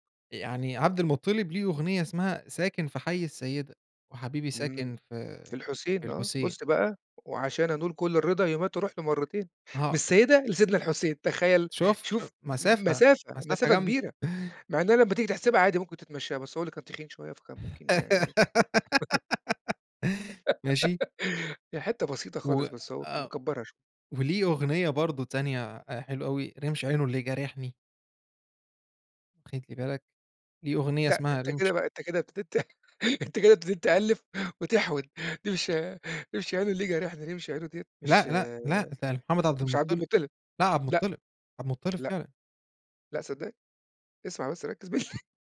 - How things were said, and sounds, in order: chuckle; laugh; chuckle; laugh; laugh; laugh; laugh
- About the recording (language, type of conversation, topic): Arabic, podcast, إيه الأغنية اللي بتسمعها لما بيتك القديم بيوحشك؟